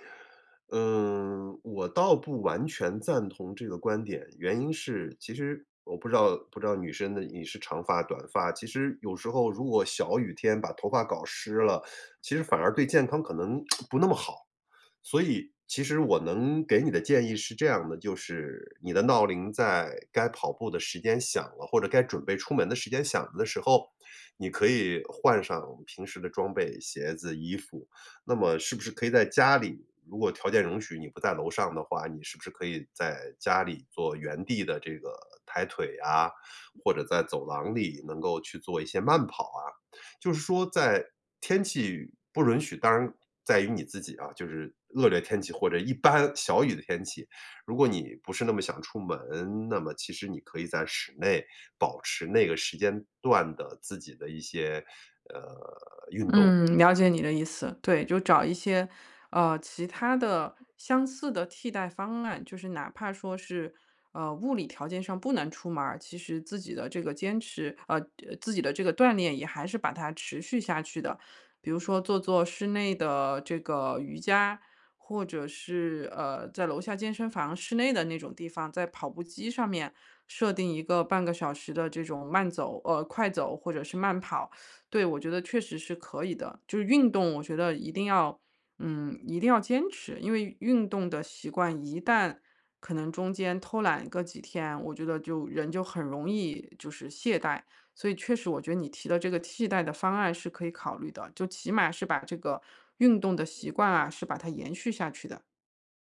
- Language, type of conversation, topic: Chinese, advice, 为什么早起并坚持晨间习惯对我来说这么困难？
- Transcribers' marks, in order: tsk; other background noise; "室内" said as "史内"; other noise; teeth sucking